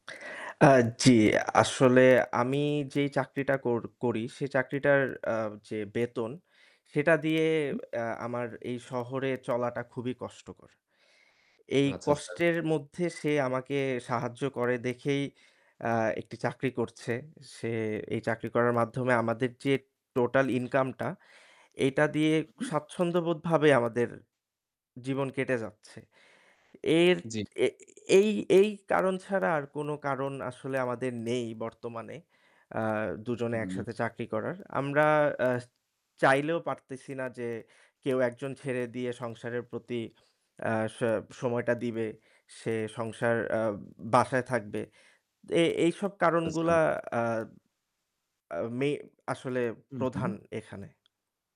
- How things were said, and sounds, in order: static
- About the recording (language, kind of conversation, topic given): Bengali, advice, বিবাহ টিকিয়ে রাখবেন নাকি বিচ্ছেদের পথে যাবেন—এ নিয়ে আপনার বিভ্রান্তি ও অনিশ্চয়তা কী?
- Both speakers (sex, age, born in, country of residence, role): male, 25-29, Bangladesh, Bangladesh, user; male, 30-34, Bangladesh, Bangladesh, advisor